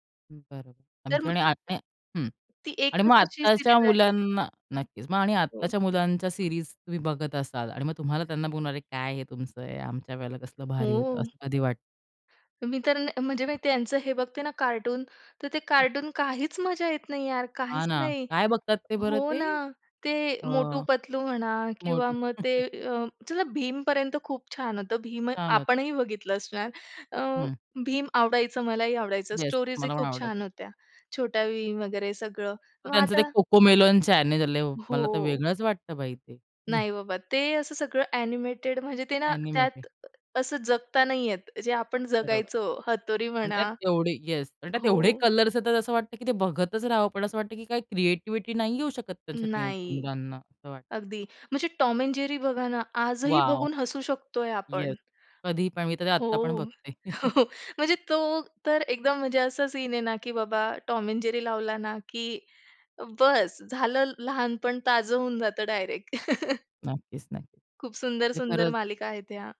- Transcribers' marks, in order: unintelligible speech; other background noise; in English: "सीरीज"; in English: "सीरीज"; other noise; tapping; laugh; in English: "स्टोरीज"; in English: "चॅनेल"; in English: "टॉम अ‍ॅण्ड जेरी"; chuckle; in English: "टॉम अ‍ॅण्ड जेरी"; chuckle
- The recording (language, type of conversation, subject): Marathi, podcast, लहानपणीची आवडती दूरचित्रवाणी मालिका कोणती होती?